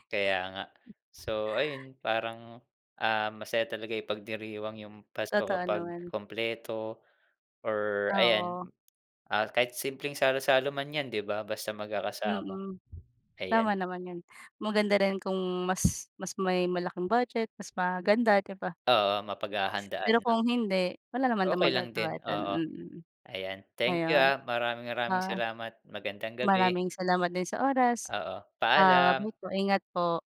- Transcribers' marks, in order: tapping
- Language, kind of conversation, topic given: Filipino, unstructured, Paano mo ipinagdiriwang ang Pasko sa inyong tahanan?